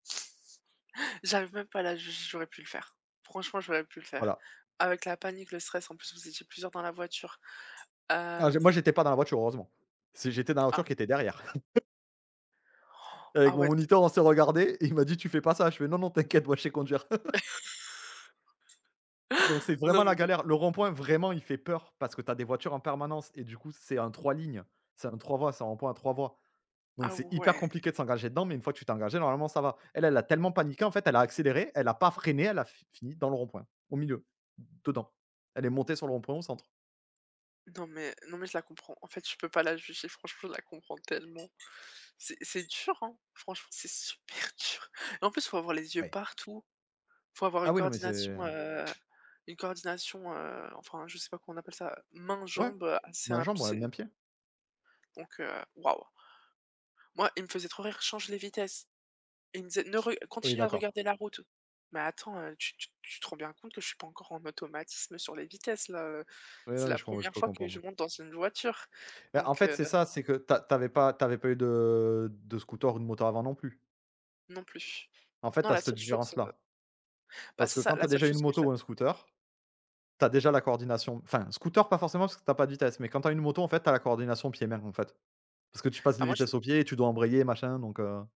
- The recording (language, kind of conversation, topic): French, unstructured, Comment gérez-vous le temps passé devant les écrans chez vous ?
- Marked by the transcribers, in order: gasp; other background noise; tapping; chuckle; gasp; laugh; chuckle; stressed: "vraiment"